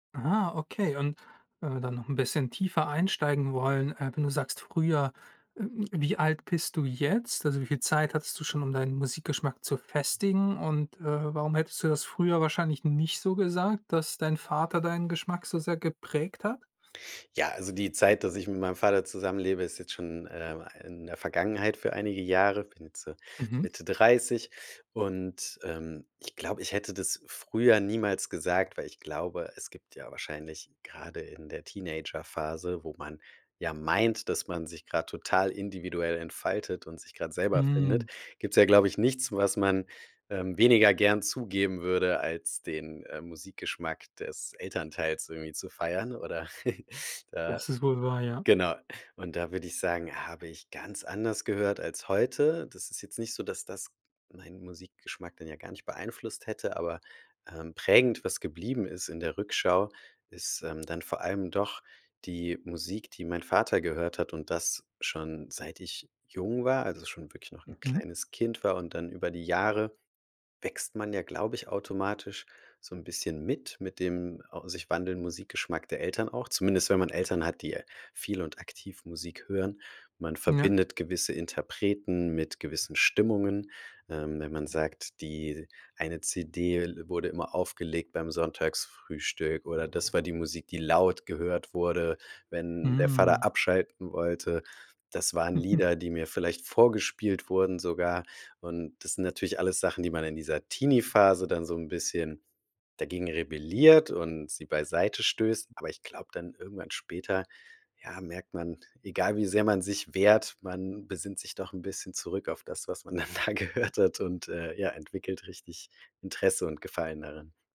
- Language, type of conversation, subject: German, podcast, Wer oder was hat deinen Musikgeschmack geprägt?
- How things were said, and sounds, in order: other background noise; chuckle; chuckle; laughing while speaking: "da gehört hat"